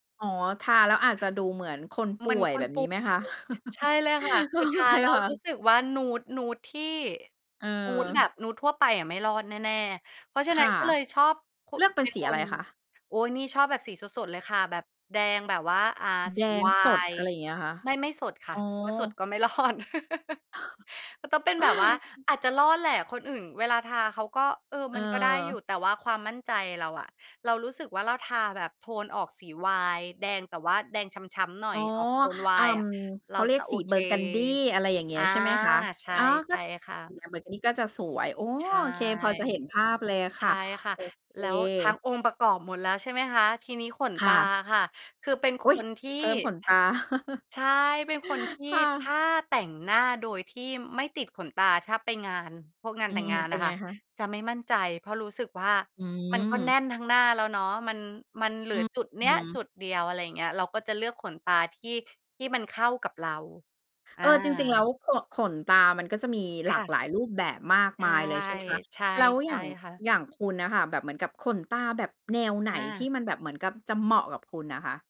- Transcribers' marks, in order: tapping; chuckle; laughing while speaking: "โอเค"; chuckle; chuckle
- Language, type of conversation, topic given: Thai, podcast, คุณมีวิธีแต่งตัวยังไงในวันที่อยากมั่นใจ?